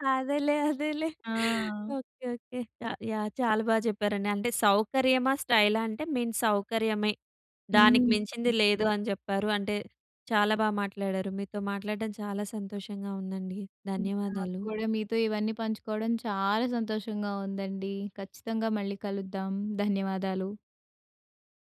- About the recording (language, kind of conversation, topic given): Telugu, podcast, సౌకర్యం కంటే స్టైల్‌కి మీరు ముందుగా ఎంత ప్రాధాన్యం ఇస్తారు?
- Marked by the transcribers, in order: laughing while speaking: "అదేలే అదేలే"; in English: "మెయిన్"